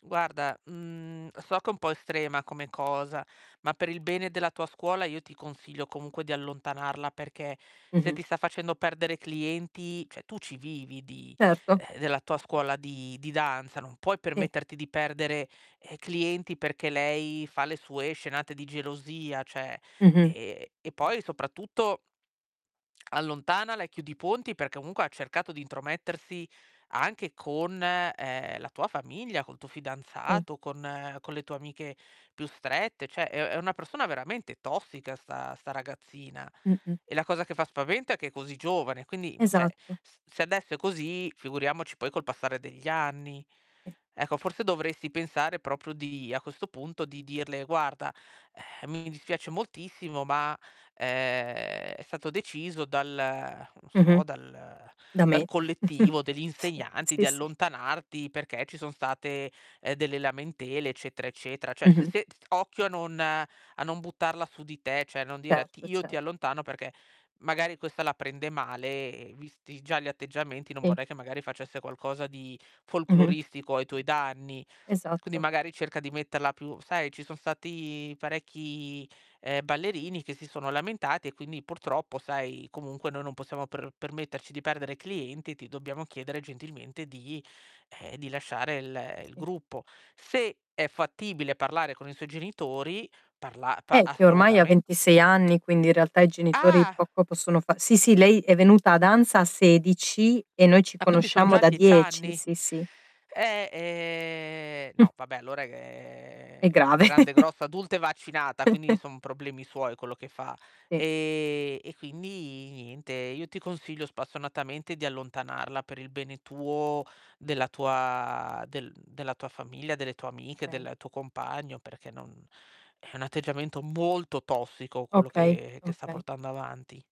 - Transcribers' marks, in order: distorted speech; "cioè" said as "ceh"; "cioè" said as "ceh"; other background noise; "comunque" said as "unque"; "cioè" said as "ceh"; "cioè" said as "ceh"; "proprio" said as "propro"; chuckle; "Cioè" said as "ceh"; "cioè" said as "ceh"; tapping; drawn out: "ehm"; chuckle; drawn out: "ehm"; chuckle; "famiglia" said as "famila"; "Okay" said as "kay"; stressed: "molto"
- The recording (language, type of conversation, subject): Italian, advice, Come posso gestire un’amicizia sbilanciata che mi prosciuga emotivamente?